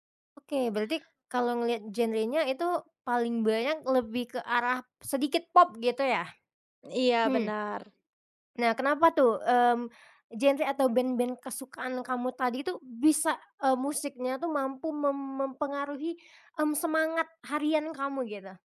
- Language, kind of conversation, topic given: Indonesian, podcast, Bagaimana musik memengaruhi suasana hati atau produktivitasmu sehari-hari?
- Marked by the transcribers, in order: none